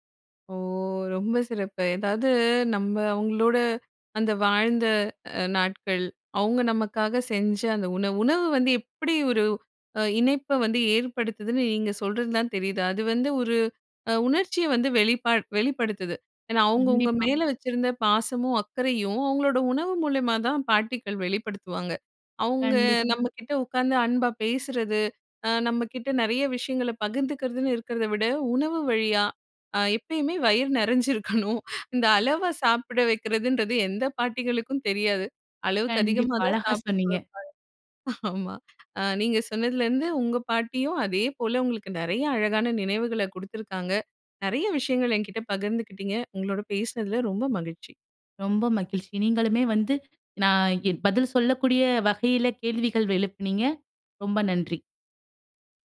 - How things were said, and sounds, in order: drawn out: "ஓ!"; laughing while speaking: "நிறைஞ்சிருக்கணும்"; other noise; laughing while speaking: "ஆமா"
- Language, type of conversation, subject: Tamil, podcast, பாட்டி சமையல் செய்யும்போது உங்களுக்கு மறக்க முடியாத பரபரப்பான சம்பவம் ஒன்றைச் சொல்ல முடியுமா?